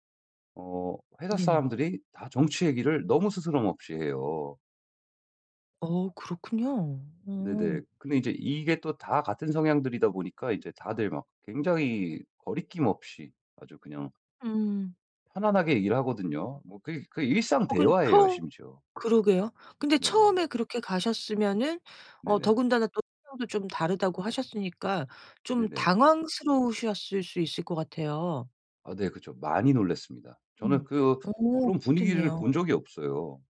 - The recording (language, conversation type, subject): Korean, advice, 타인의 시선 때문에 하고 싶은 일을 못 하겠을 때 어떻게 해야 하나요?
- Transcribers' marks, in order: other background noise; tapping